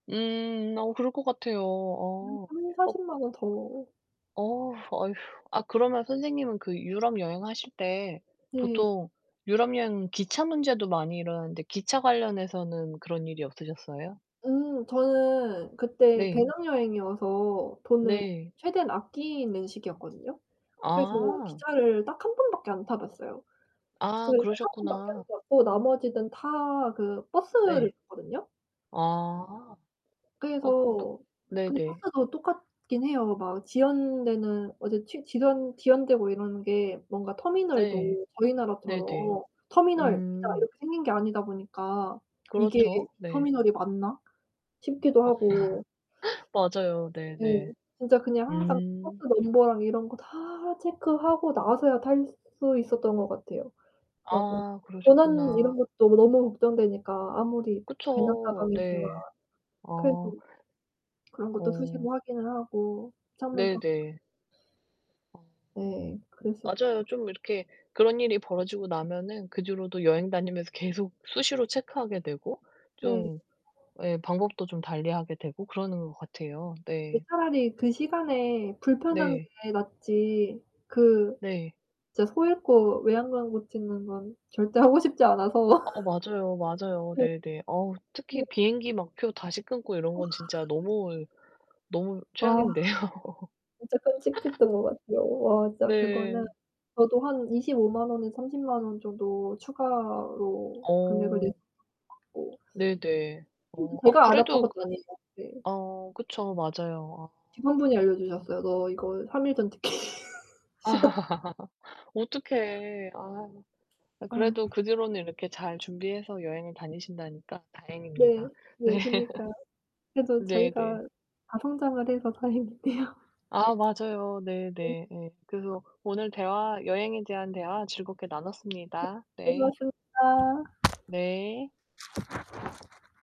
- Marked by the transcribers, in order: static; other background noise; distorted speech; tapping; laugh; laugh; laughing while speaking: "최악인데요"; laugh; unintelligible speech; laughing while speaking: "티켓이다"; laugh; laughing while speaking: "네"; laughing while speaking: "다행이네요"
- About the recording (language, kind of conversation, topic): Korean, unstructured, 여행 중에 뜻밖의 일을 겪은 적이 있나요?